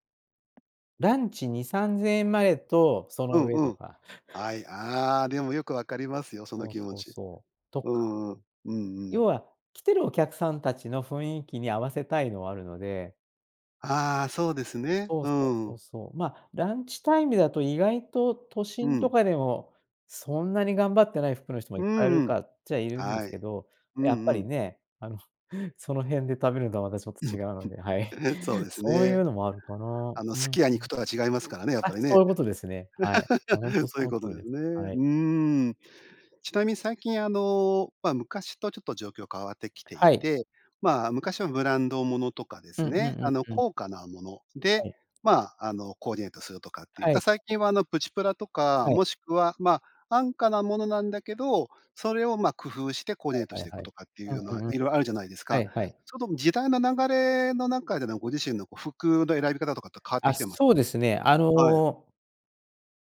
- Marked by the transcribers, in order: tapping; chuckle; laugh
- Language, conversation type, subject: Japanese, podcast, 服で気分を変えるコツってある？